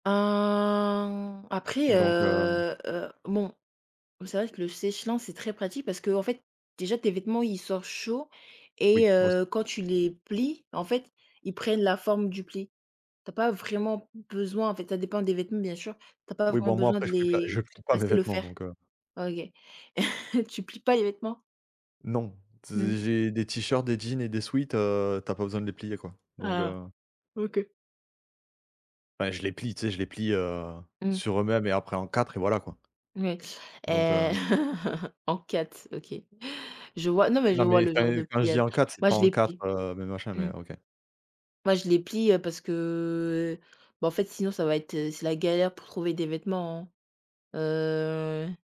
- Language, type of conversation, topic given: French, unstructured, Pourquoi les tâches ménagères semblent-elles toujours s’accumuler ?
- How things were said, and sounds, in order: chuckle; chuckle; drawn out: "heu"